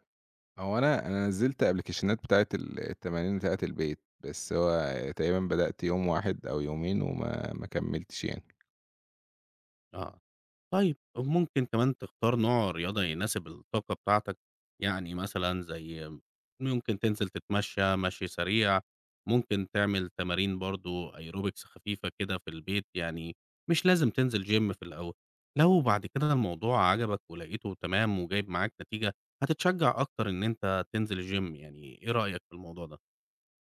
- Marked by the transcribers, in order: in English: "أبلكيشنات"; tapping; in English: "aerobics"; in English: "gym"; in English: "الgym"
- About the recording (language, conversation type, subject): Arabic, advice, إزاي أوازن بين الشغل وألاقي وقت للتمارين؟